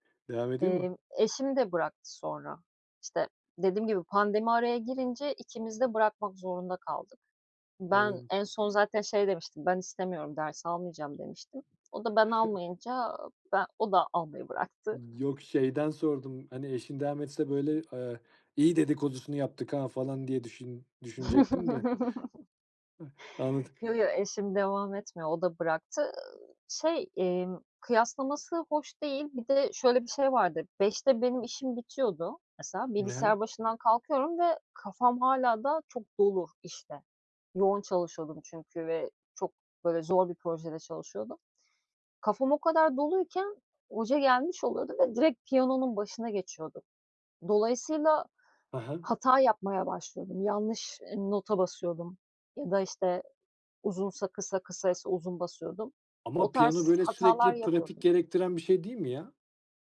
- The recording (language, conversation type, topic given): Turkish, podcast, Bu hobiyi nasıl ve nerede keşfettin?
- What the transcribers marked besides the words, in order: other background noise; chuckle; chuckle; unintelligible speech